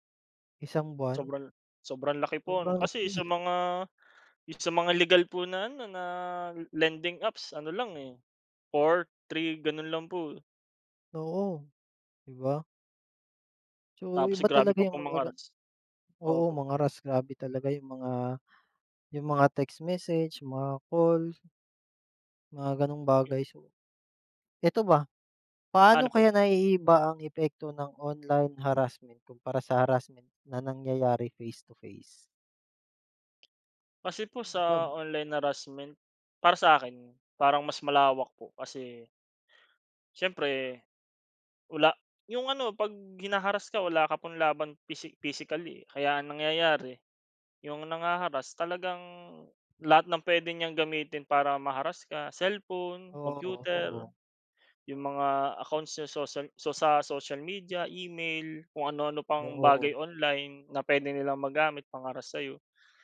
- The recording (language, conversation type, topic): Filipino, unstructured, Ano ang palagay mo sa panliligalig sa internet at paano ito nakaaapekto sa isang tao?
- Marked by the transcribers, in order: other noise